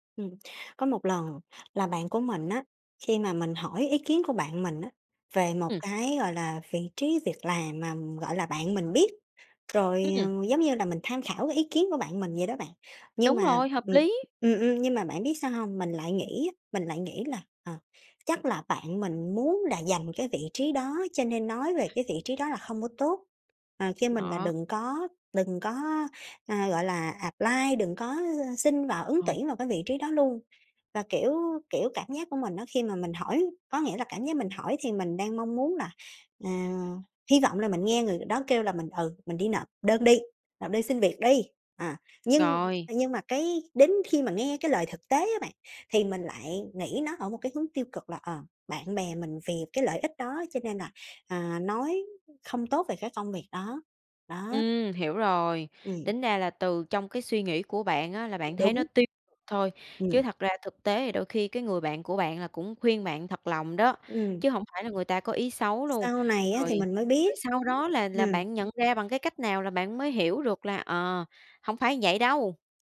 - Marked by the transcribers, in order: tapping; in English: "apply"; other background noise
- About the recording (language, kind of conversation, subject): Vietnamese, podcast, Bạn xử lý tiếng nói nội tâm tiêu cực như thế nào?